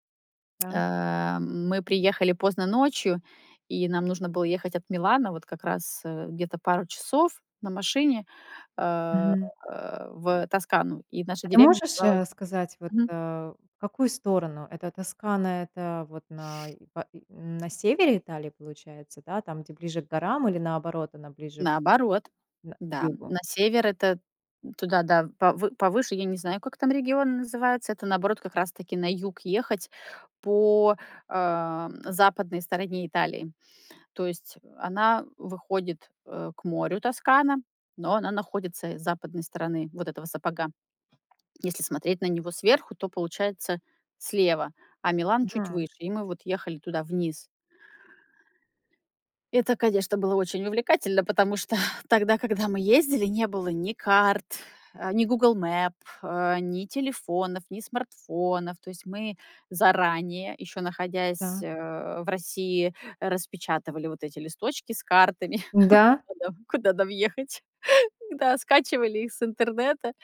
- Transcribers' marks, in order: tapping; exhale; laugh; laughing while speaking: "куда куда нам ехать, да"
- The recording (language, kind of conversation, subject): Russian, podcast, Есть ли природный пейзаж, который ты мечтаешь увидеть лично?